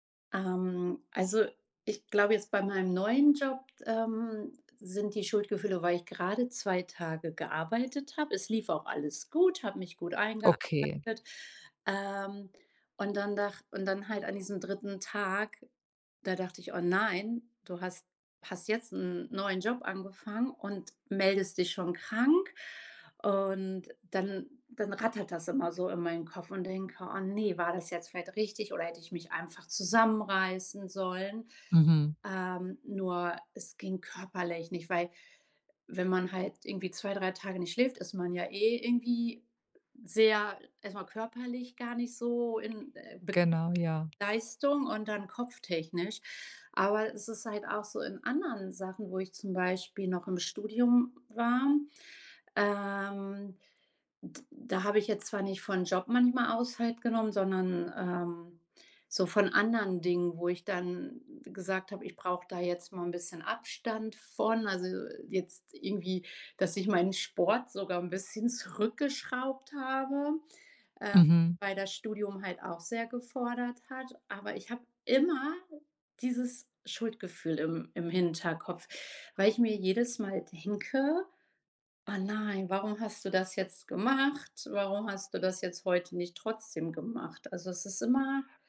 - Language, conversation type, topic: German, advice, Wie kann ich mit Schuldgefühlen umgehen, weil ich mir eine Auszeit vom Job nehme?
- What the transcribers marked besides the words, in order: other background noise; stressed: "immer"